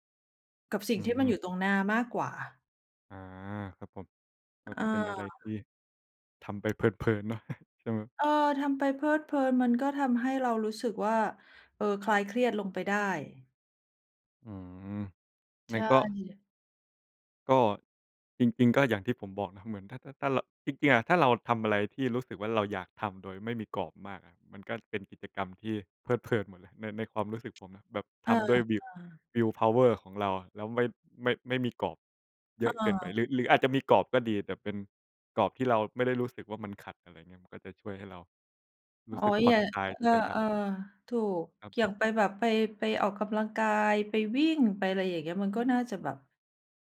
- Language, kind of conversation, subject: Thai, unstructured, ศิลปะช่วยให้เรารับมือกับความเครียดอย่างไร?
- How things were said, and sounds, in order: chuckle; in English: "will will power"